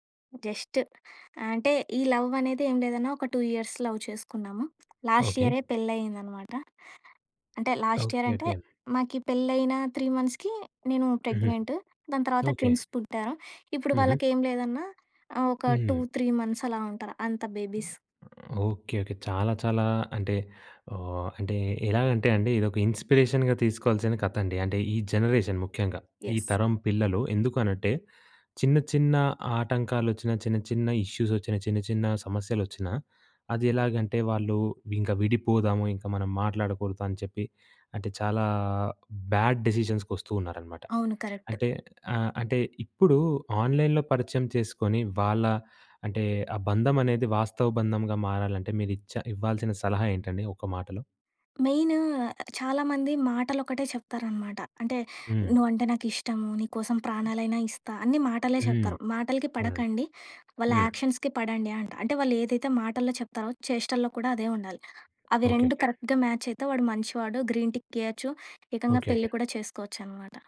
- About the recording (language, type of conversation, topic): Telugu, podcast, ఆన్‌లైన్ పరిచయాలను వాస్తవ సంబంధాలుగా ఎలా మార్చుకుంటారు?
- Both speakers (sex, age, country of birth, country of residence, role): female, 25-29, India, India, guest; male, 20-24, India, India, host
- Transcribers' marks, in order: in English: "జస్ట్"; tapping; in English: "టూ ఇయర్స్ లవ్"; in English: "త్రీ మంత్స్‌కి"; in English: "ప్రెగ్నెంట్"; in English: "ట్విన్స్"; other background noise; in English: "టూ త్రీ"; in English: "బేబీస్"; other noise; in English: "ఇన్‌స్పిరేషన్‌గా"; in English: "జనరేషన్"; in English: "యస్"; in English: "బ్యాడ్"; in English: "కరక్ట్"; in English: "ఆన్‌లై‌న్‌లో"; in English: "యాక్షన్స్‌కి"; in English: "కరెక్ట్‌గా"; in English: "గ్రీన్"